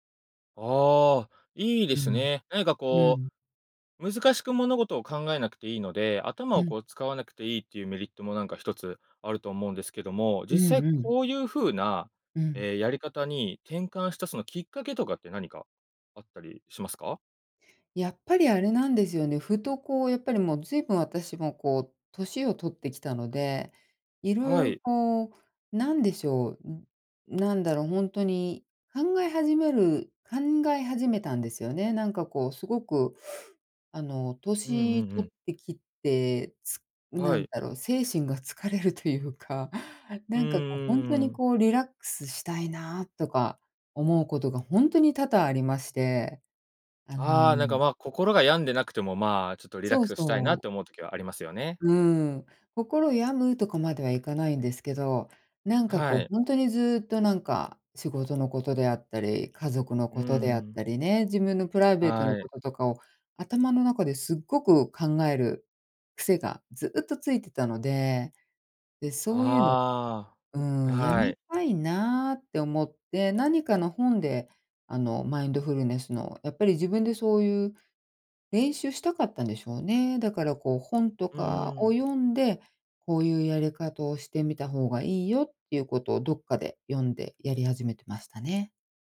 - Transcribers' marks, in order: none
- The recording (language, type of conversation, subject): Japanese, podcast, 都会の公園でもできるマインドフルネスはありますか？